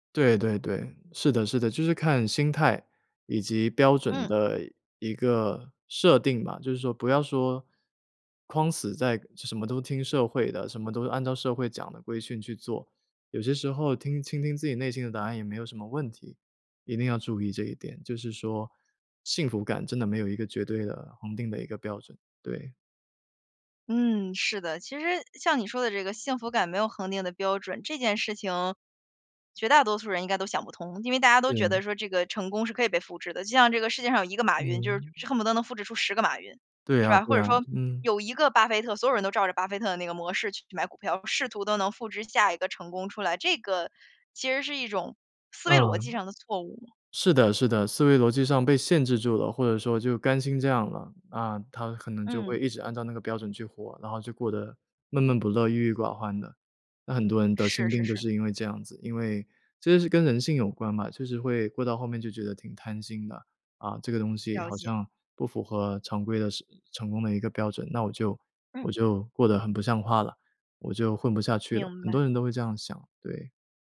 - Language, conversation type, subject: Chinese, podcast, 怎样克服害怕失败，勇敢去做实验？
- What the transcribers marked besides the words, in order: other background noise